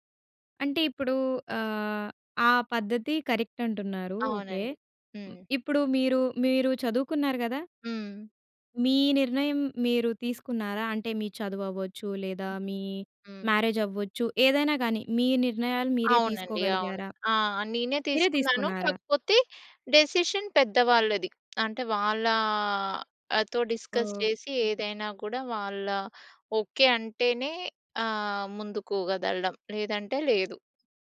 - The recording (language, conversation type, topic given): Telugu, podcast, చిన్న పిల్లల కోసం డిజిటల్ నియమాలను మీరు ఎలా అమలు చేస్తారు?
- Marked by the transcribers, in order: in English: "కరెక్ట్"; other noise; other background noise; in English: "మ్యారేజ్"; in English: "డిసిషన్"; tapping; drawn out: "వాళ్ళాతో"; in English: "డిస్కస్"